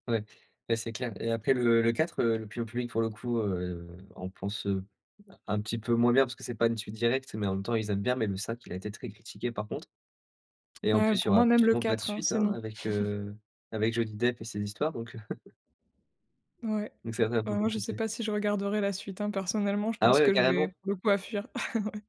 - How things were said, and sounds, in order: chuckle; chuckle; chuckle
- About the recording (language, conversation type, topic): French, podcast, Comment choisis-tu ce que tu regardes sur une plateforme de streaming ?